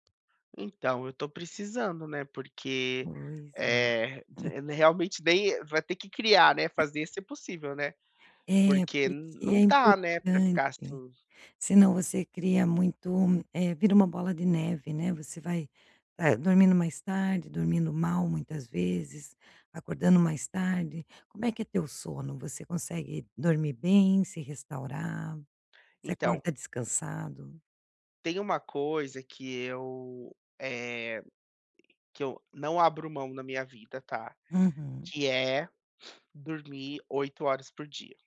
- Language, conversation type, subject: Portuguese, advice, Como posso reequilibrar melhor meu trabalho e meu descanso?
- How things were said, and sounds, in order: other background noise; other noise; tapping